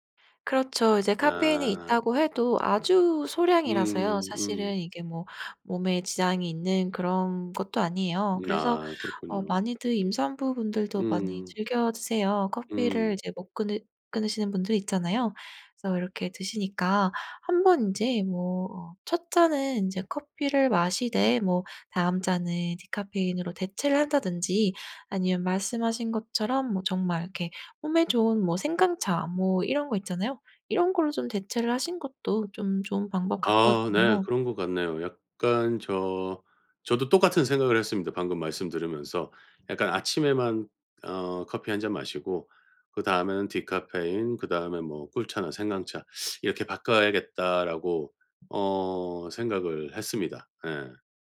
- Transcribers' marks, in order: teeth sucking
- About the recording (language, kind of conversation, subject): Korean, advice, 규칙적인 수면 습관을 지키지 못해서 낮에 계속 피곤한데 어떻게 하면 좋을까요?